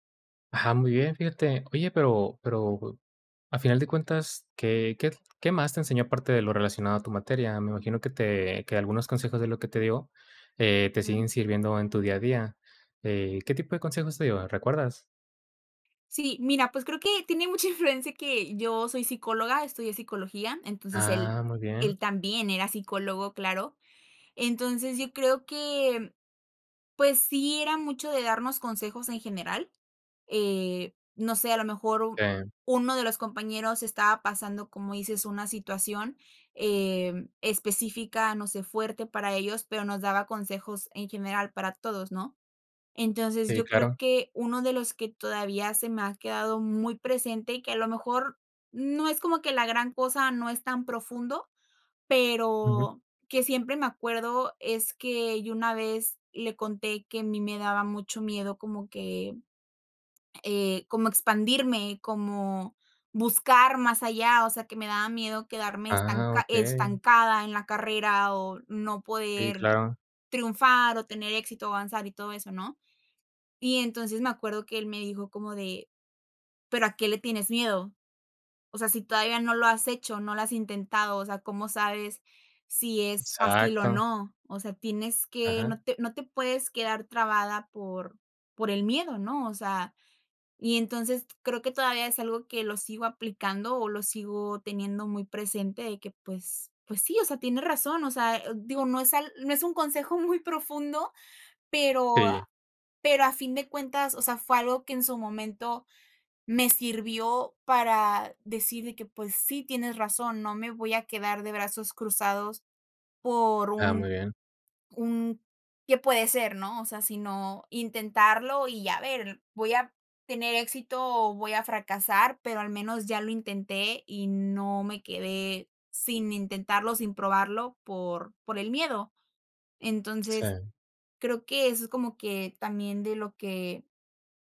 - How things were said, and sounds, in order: laughing while speaking: "influencia"
- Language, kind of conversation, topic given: Spanish, podcast, ¿Qué profesor o profesora te inspiró y por qué?